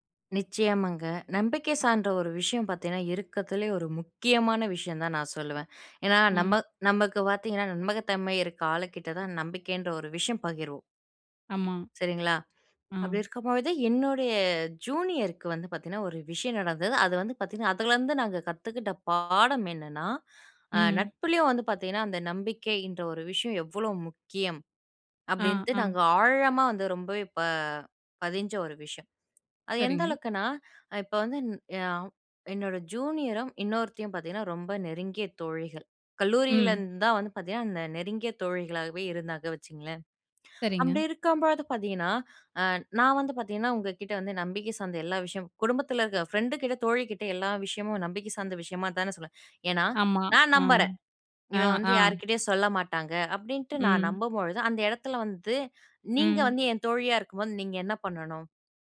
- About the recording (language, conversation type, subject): Tamil, podcast, நம்பிக்கையை மீண்டும் கட்டுவது எப்படி?
- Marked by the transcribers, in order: "சார்ந்த" said as "சான்ற"; other background noise; in English: "ஜூனியருக்கு"; unintelligible speech